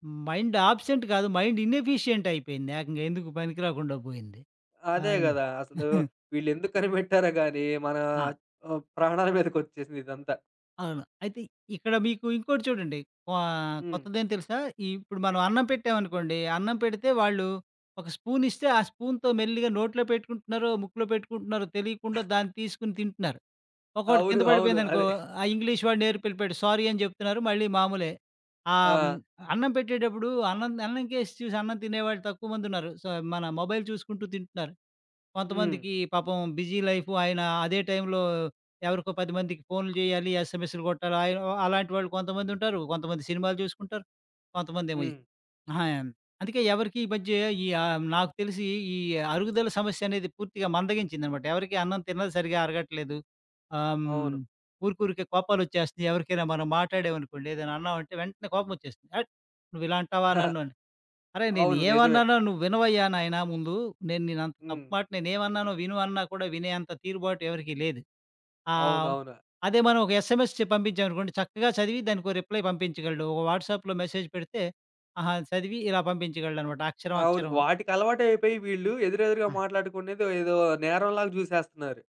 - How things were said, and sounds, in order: in English: "మైండ్ అబ్సెంట్"; in English: "మైండ్"; giggle; other background noise; in English: "స్పూన్"; in English: "స్పూన్‌తో"; in English: "ఇంగ్లీష్"; chuckle; in English: "సారీ"; in English: "సో"; in English: "మొబైల్"; in English: "బిజీ"; in English: "ఎస్ఎంఎస్‌లు"; chuckle; in English: "ఎస్ఎంఎస్"; in English: "రిప్లై"; in English: "వాట్సాప్‌లో మెసేజ్"
- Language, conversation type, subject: Telugu, podcast, సామాజిక మాధ్యమాల్లో మీ పనిని సమర్థంగా ఎలా ప్రదర్శించాలి?